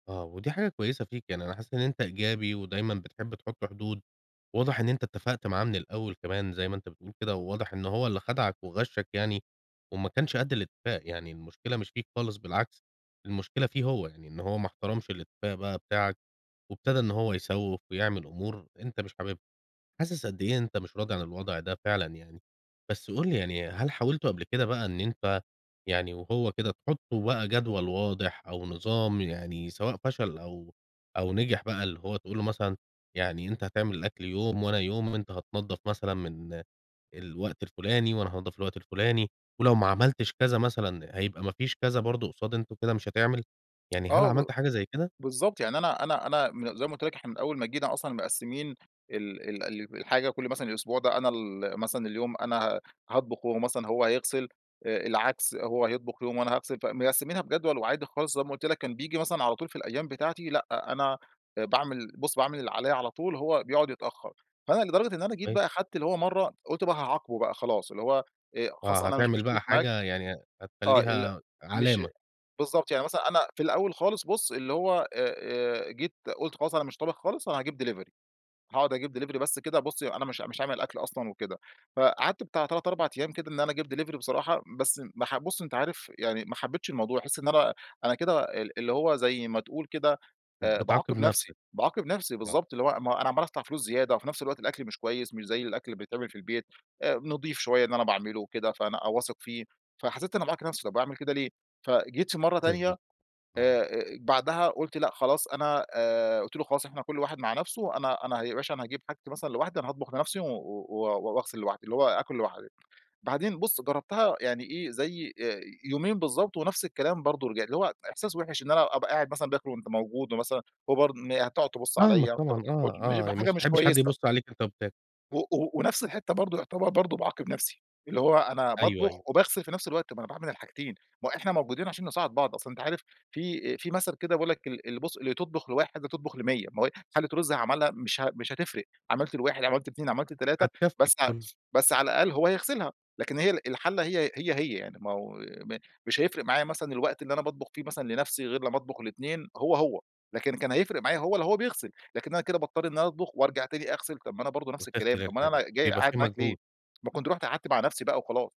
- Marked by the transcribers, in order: in English: "ديلفري"; in English: "ديلفري"; in English: "دليڤري"; unintelligible speech; other background noise
- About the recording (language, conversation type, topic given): Arabic, advice, نقاش مستمر مع الشريك حول تقسيم المسؤوليات المنزلية